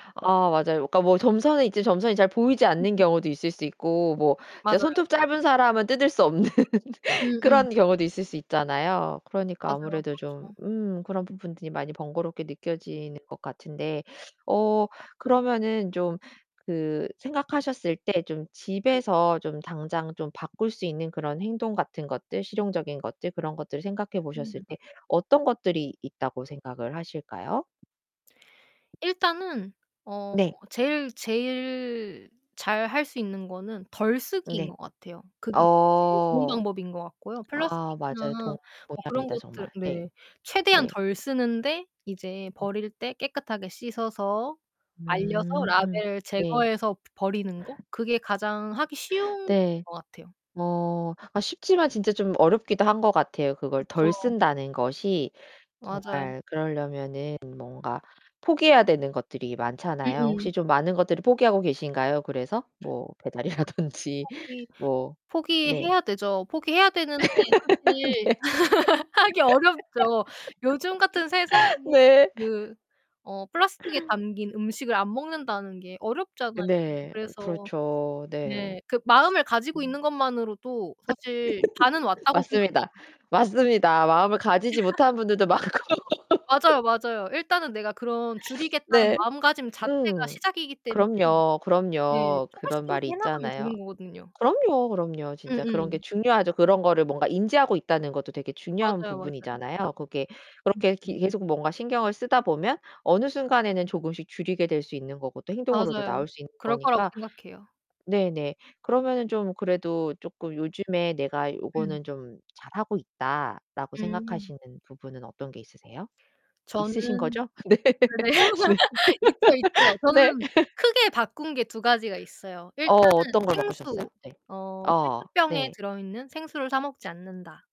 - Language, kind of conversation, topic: Korean, podcast, 쓰레기 분리수거를 더 잘하려면 무엇을 바꿔야 할까요?
- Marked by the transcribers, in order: unintelligible speech; distorted speech; laughing while speaking: "없는"; laugh; tapping; other background noise; laughing while speaking: "배달이라든지"; laugh; laughing while speaking: "네. 네"; laugh; laugh; laughing while speaking: "많고"; laugh; laughing while speaking: "네"; laugh; laughing while speaking: "네. 네. 네"; laugh; static